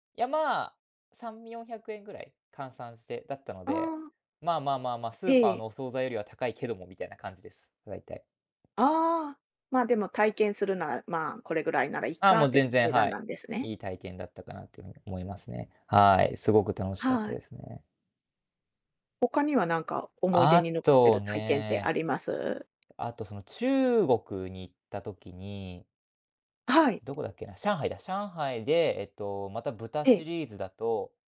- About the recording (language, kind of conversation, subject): Japanese, podcast, 市場や屋台で体験した文化について教えてもらえますか？
- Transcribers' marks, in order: none